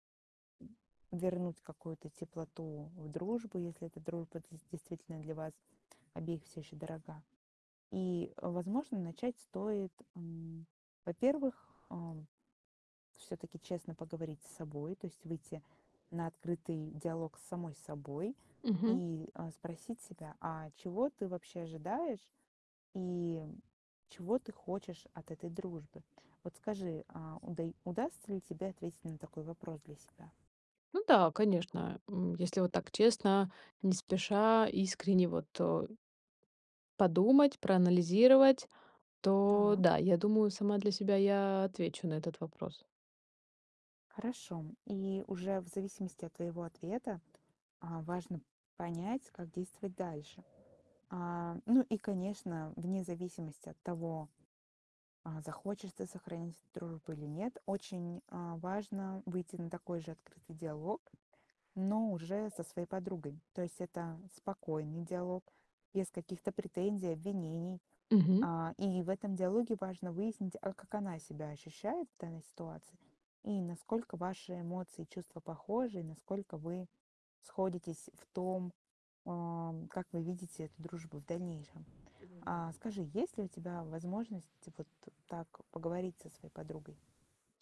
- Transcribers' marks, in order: tapping; other background noise; unintelligible speech
- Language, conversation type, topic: Russian, advice, Почему мой друг отдалился от меня и как нам в этом разобраться?